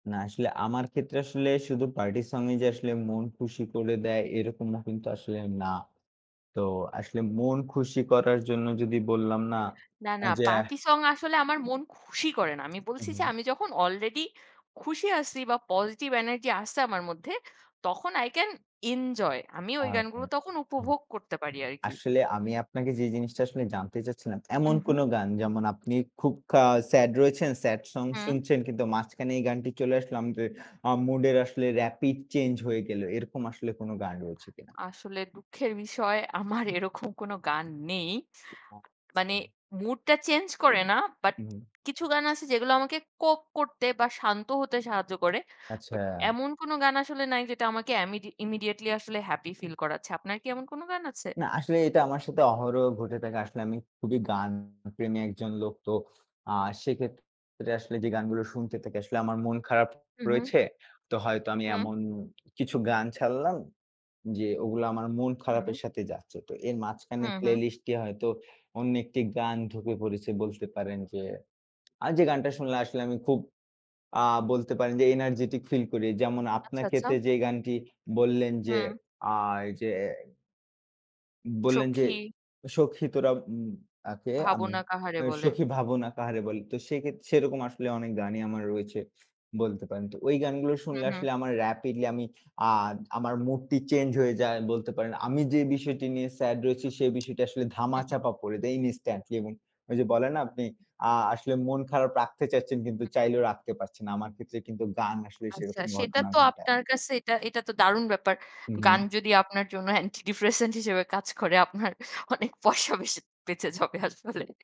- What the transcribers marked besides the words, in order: tapping; in English: "আই ক্যান এনজয়"; other background noise; in English: "অ্যান্টি ডিপ্রেশেন্ট"; laughing while speaking: "আপনার অনেক পয়সা বেশে বেঁচে যাবে আসলে"
- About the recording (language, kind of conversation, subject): Bengali, unstructured, কোন গান শুনলে আপনার মন খুশি হয়?